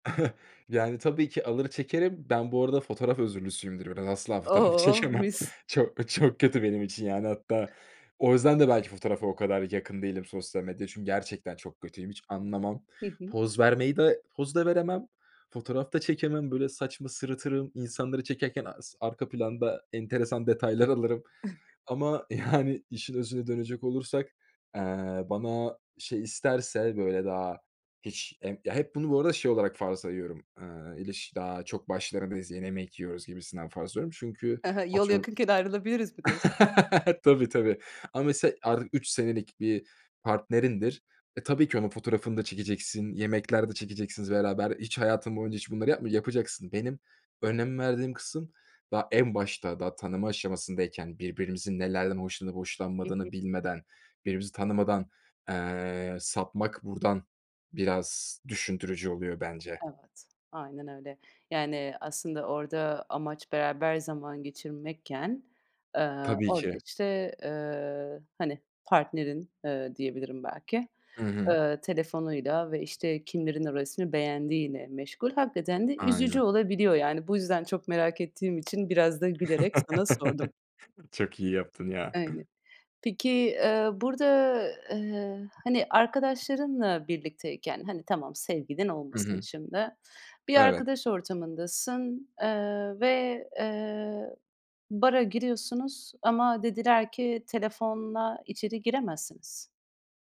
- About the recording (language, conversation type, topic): Turkish, podcast, Akıllı telefonlar bizi yalnızlaştırdı mı, yoksa birbirimize daha mı yakınlaştırdı?
- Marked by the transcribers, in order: chuckle; laughing while speaking: "çekemem. Çok çok kötü"; other background noise; chuckle; laughing while speaking: "yani"; tapping; chuckle; chuckle